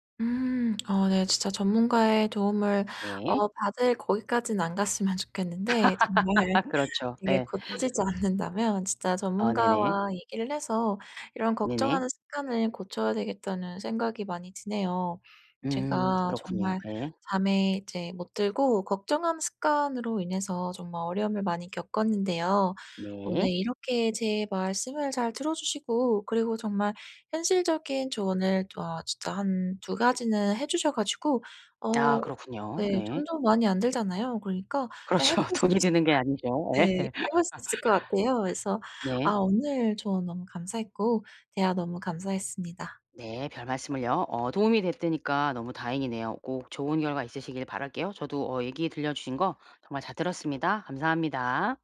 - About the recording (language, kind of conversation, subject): Korean, advice, 지나친 걱정 때문에 잠들기 어려울 때 어떻게 해야 하나요?
- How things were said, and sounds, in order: laugh; laughing while speaking: "정말"; tapping; other background noise; laughing while speaking: "그렇죠"; laughing while speaking: "예"; laugh